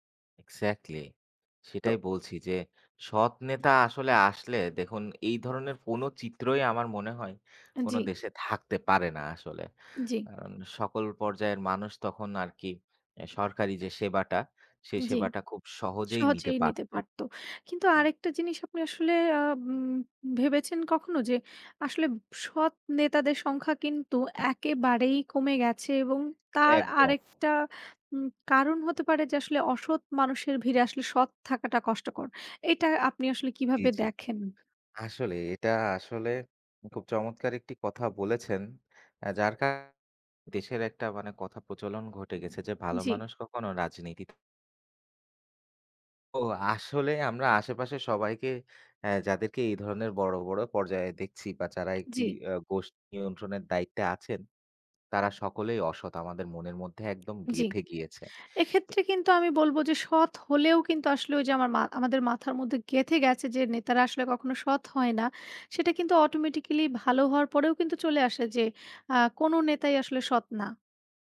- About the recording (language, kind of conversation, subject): Bengali, unstructured, রাজনীতিতে সৎ নেতৃত্বের গুরুত্ব কেমন?
- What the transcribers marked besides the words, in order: in English: "automatically"